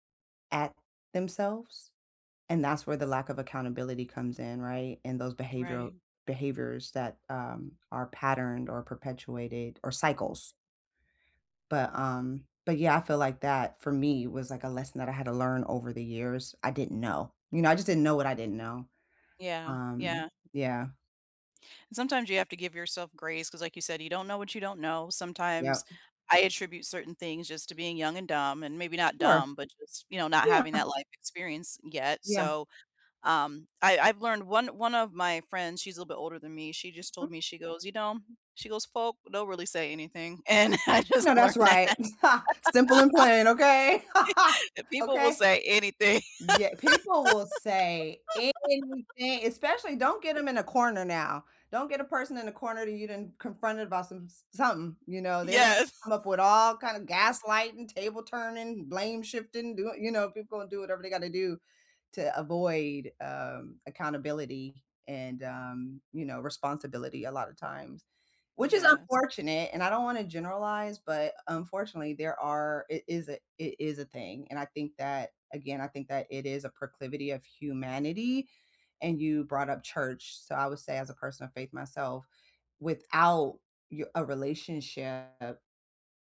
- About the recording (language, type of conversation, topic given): English, unstructured, What’s the biggest surprise you’ve had about learning as an adult?
- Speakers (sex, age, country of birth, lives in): female, 40-44, United States, United States; female, 40-44, United States, United States
- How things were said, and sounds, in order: other noise; chuckle; laugh; stressed: "anything"; laughing while speaking: "and I just learned that"; laugh; laughing while speaking: "anything"; laugh; chuckle; other background noise